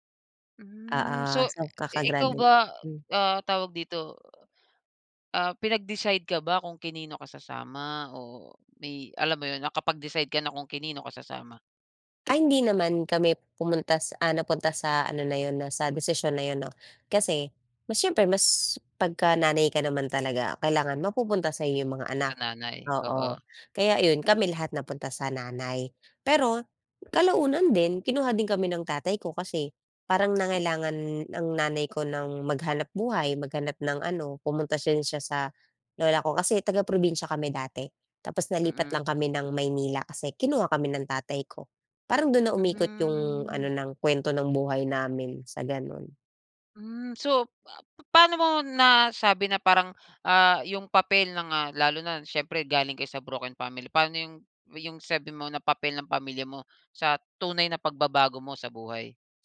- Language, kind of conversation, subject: Filipino, podcast, Ano ang naging papel ng pamilya mo sa mga pagbabagong pinagdaanan mo?
- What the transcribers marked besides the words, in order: other background noise; in English: "pinag-decide"; "kanino" said as "kinino"; in English: "nakapag-decide"; "kanino" said as "kinino"; "din" said as "shin"